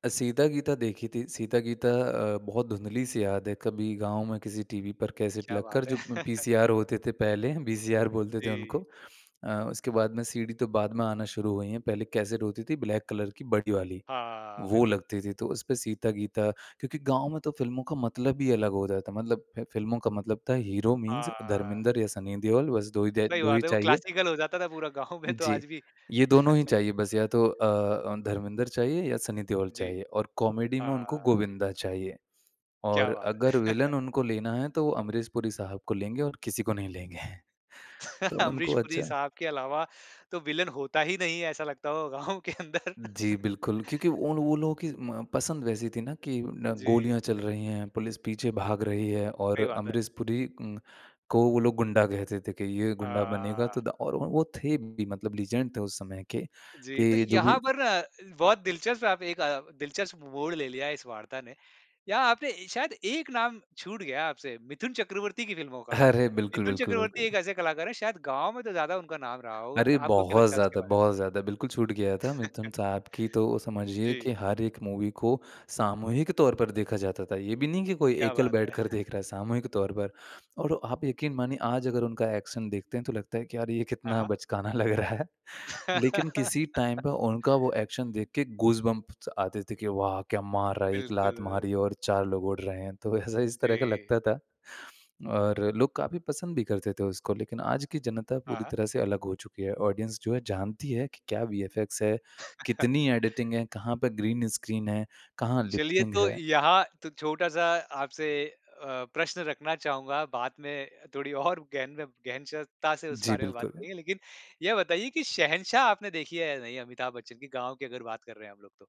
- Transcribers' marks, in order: laughing while speaking: "है"; chuckle; in English: "ब्लैक कलर"; in English: "मीन्स"; in English: "क्लासिकल"; laughing while speaking: "गाँव"; chuckle; in English: "कॉमेडी"; chuckle; laughing while speaking: "लेंगे"; chuckle; laughing while speaking: "गाँव के अंदर"; chuckle; in English: "लीजेंड"; laughing while speaking: "अरे"; chuckle; in English: "मूवी"; chuckle; in English: "एक्शन"; laughing while speaking: "लग रहा है"; laugh; chuckle; in English: "टाइम"; in English: "एक्शन"; in English: "गूसबम्प्स"; laughing while speaking: "तो"; in English: "ऑडियंस"; chuckle; in English: "एडिटिंग"; in English: "ग्रीन स्क्रीन"; in English: "लिप्सिंग"; laughing while speaking: "और"
- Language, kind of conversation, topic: Hindi, podcast, पुरानी और नई फिल्मों में आपको क्या फर्क महसूस होता है?